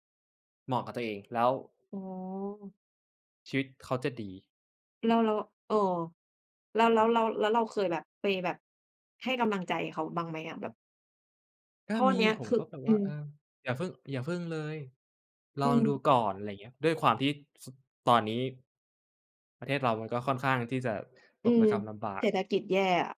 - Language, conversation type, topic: Thai, unstructured, คุณมีวิธีจัดการกับความเครียดอย่างไร?
- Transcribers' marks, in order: none